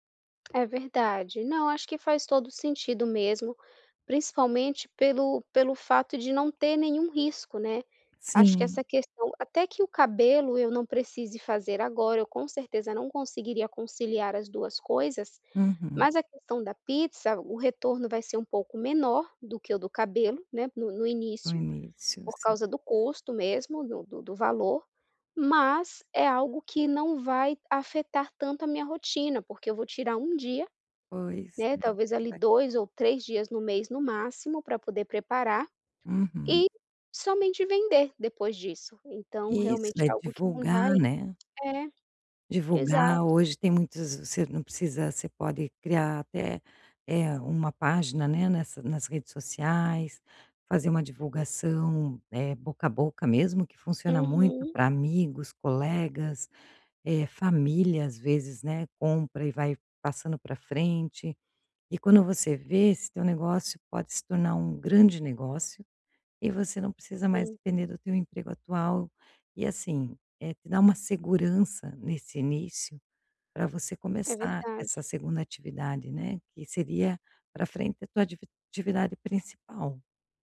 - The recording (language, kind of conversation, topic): Portuguese, advice, Como lidar com a incerteza ao mudar de rumo na vida?
- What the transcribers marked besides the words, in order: tapping; unintelligible speech; other background noise